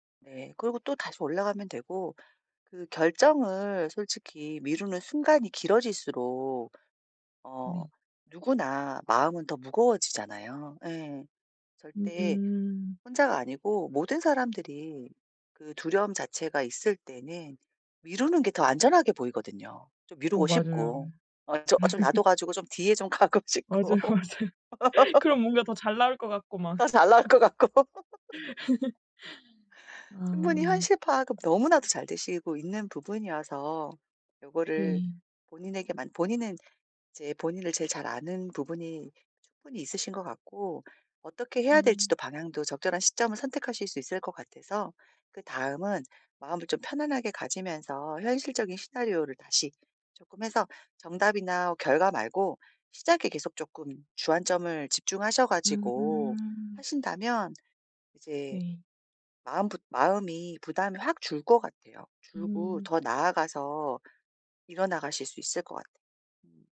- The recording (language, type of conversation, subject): Korean, advice, 실패가 두려워서 결정을 자꾸 미루는데 어떻게 해야 하나요?
- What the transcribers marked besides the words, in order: laugh; laughing while speaking: "맞아요 맞아요"; laughing while speaking: "가고 싶고"; laugh; laughing while speaking: "나올 것 같고"; laugh; laugh; other background noise